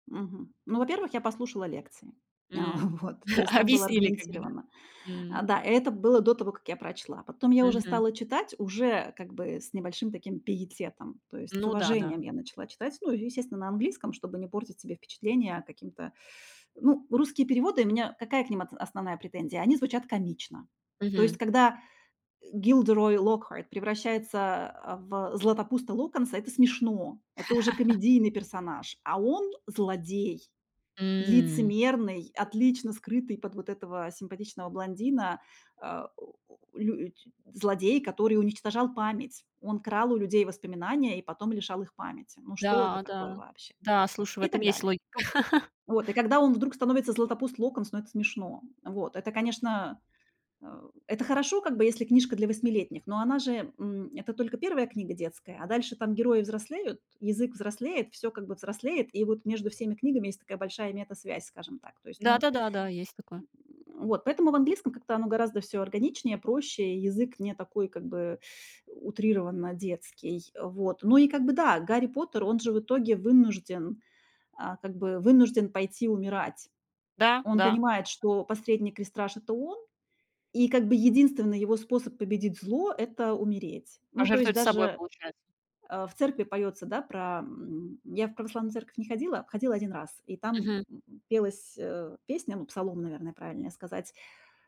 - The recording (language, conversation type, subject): Russian, podcast, Какие истории формируют нашу идентичность?
- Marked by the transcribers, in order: laughing while speaking: "А вот"; chuckle; teeth sucking; laugh; chuckle; grunt; teeth sucking; tapping